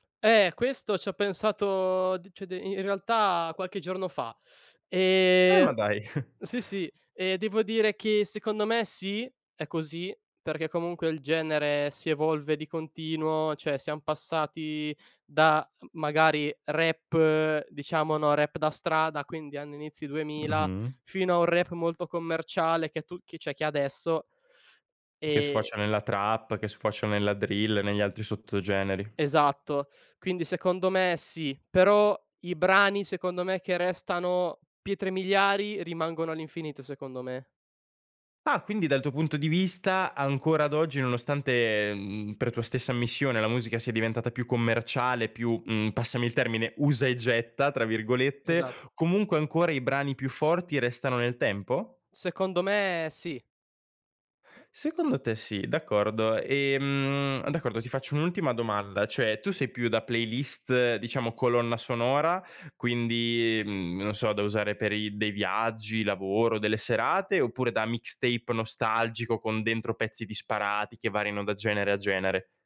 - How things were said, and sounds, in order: "cioè" said as "ceh"; surprised: "Ah, ma dai"; chuckle; "cioè" said as "ceh"; "cioè" said as "ceh"; other noise
- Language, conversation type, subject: Italian, podcast, Che playlist senti davvero tua, e perché?